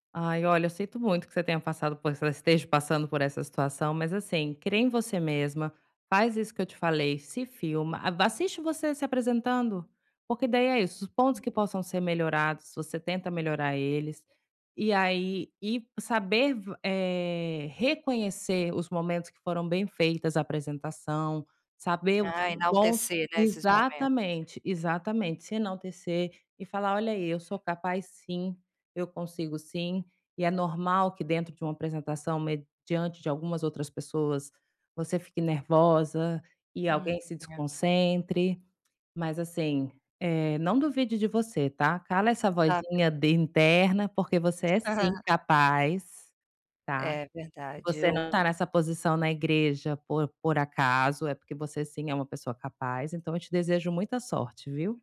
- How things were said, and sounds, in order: other background noise; tapping
- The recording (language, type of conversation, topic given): Portuguese, advice, Como posso diminuir a voz crítica interna que me atrapalha?